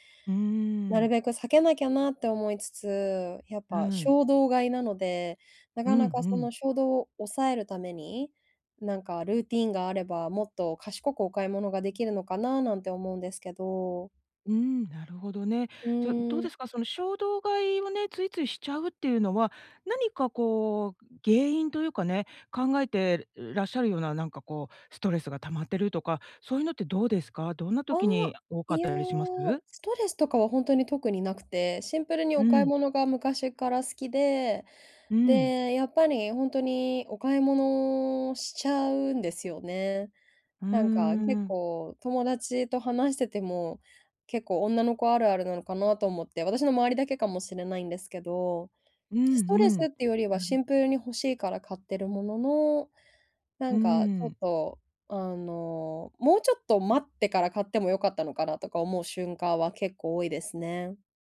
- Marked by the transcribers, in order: none
- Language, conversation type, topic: Japanese, advice, 衝動買いを抑えるために、日常でできる工夫は何ですか？